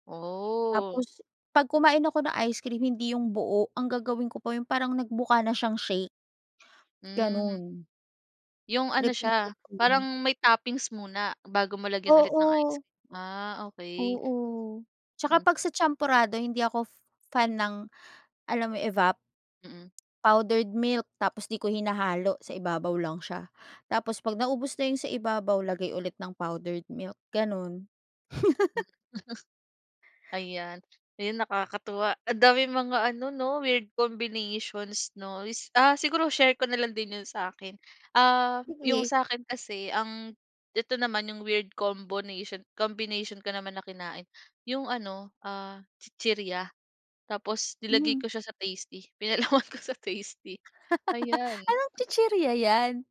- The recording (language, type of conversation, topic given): Filipino, podcast, Ano ang pinakanakakagulat na kumbinasyon ng pagkain na nasubukan mo?
- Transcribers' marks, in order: drawn out: "Oh!"; laugh; chuckle; laughing while speaking: "pinalaman ko sa tasty"; laugh